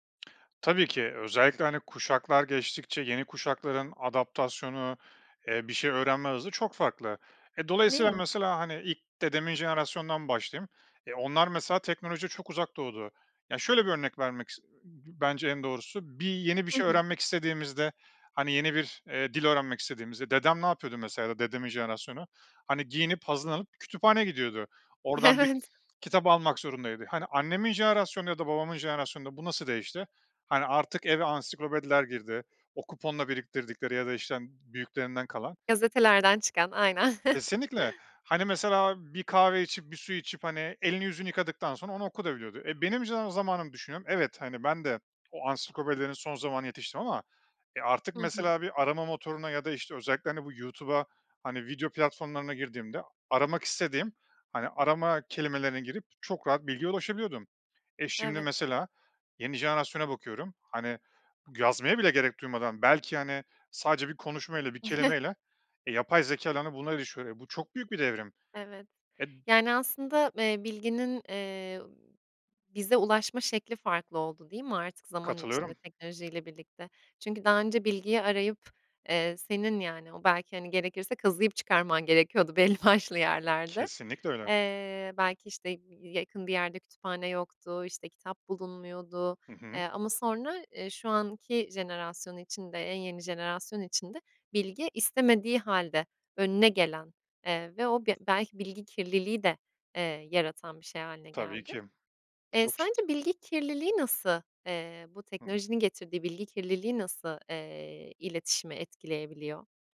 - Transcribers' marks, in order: tapping; other noise; laughing while speaking: "Evet"; laughing while speaking: "aynen"; chuckle; chuckle; unintelligible speech; other background noise; laughing while speaking: "belli başlı"
- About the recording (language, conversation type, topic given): Turkish, podcast, Teknoloji aile içi iletişimi sizce nasıl değiştirdi?